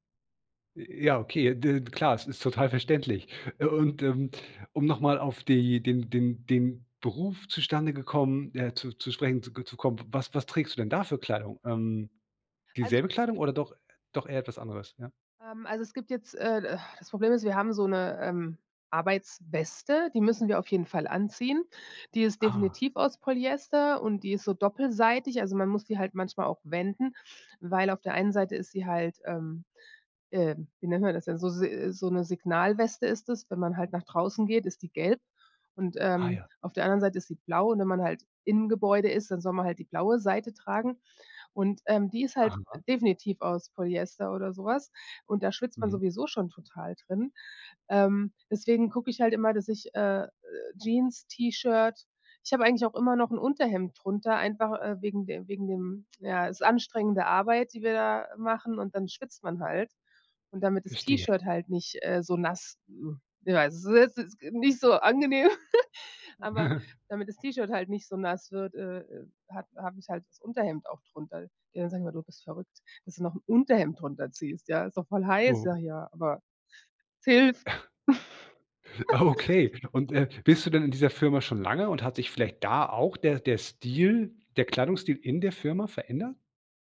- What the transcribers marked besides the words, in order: groan; laugh; laugh
- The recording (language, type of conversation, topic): German, podcast, Wie hat sich dein Kleidungsstil über die Jahre verändert?